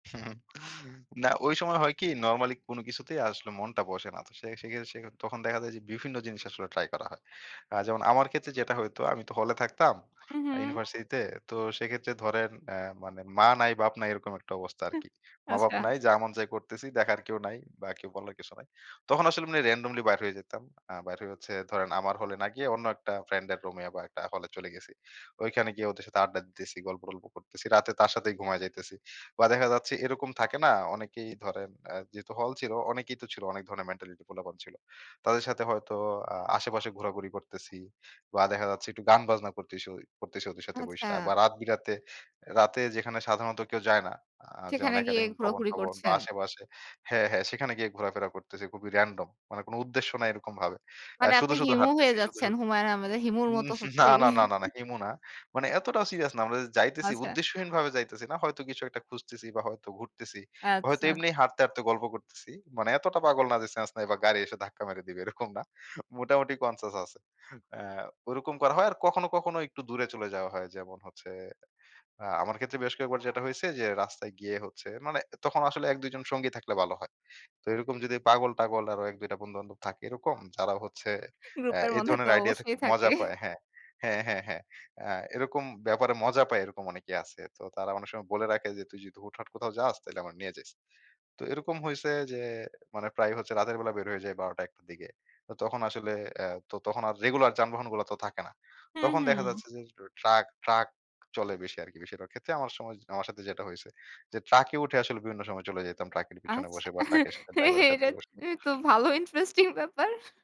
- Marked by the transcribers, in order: chuckle; "সেক্ষেত্রে" said as "সেগেরে"; tapping; horn; "করতেছি-" said as "করতেসই"; chuckle; laughing while speaking: "এই?"; laughing while speaking: "এরকম না"; other background noise; laughing while speaking: "গ্রুপের মধ্যে তো অবশ্যই থাকে"; laughing while speaking: "এটা তো ভালো ইন্টারেস্টিং ব্যাপার"
- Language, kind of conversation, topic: Bengali, podcast, তুমি সৃজনশীল কাজের জন্য কী ধরনের রুটিন অনুসরণ করো?